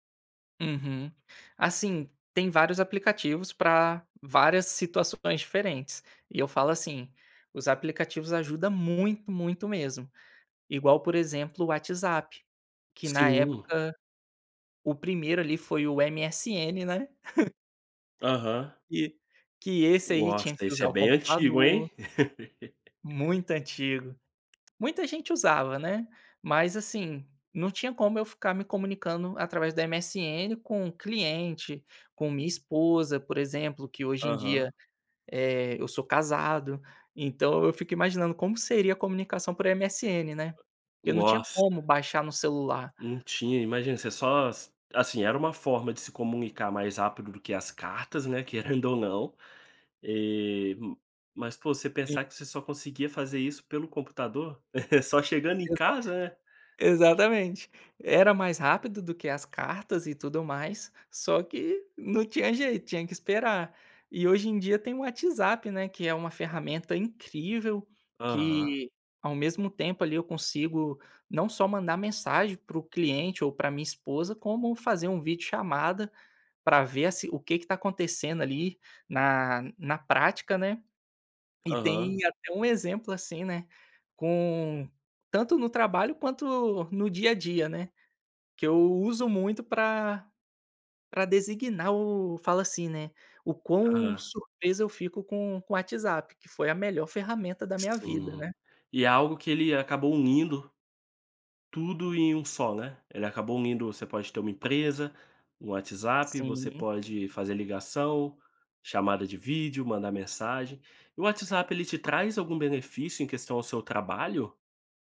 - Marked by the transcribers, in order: chuckle; laugh; tapping; chuckle
- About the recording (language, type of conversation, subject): Portuguese, podcast, Como você equilibra trabalho e vida pessoal com a ajuda de aplicativos?